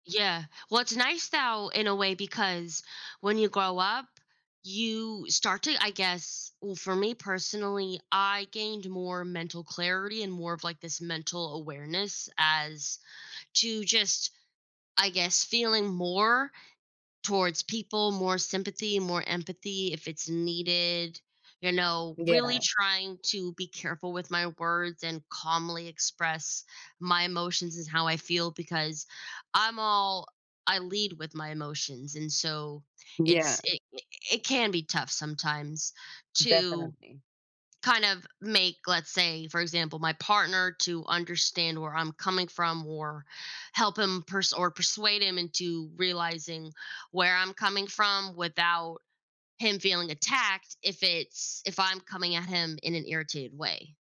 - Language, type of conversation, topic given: English, unstructured, How can you persuade someone without making them feel attacked?
- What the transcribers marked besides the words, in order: none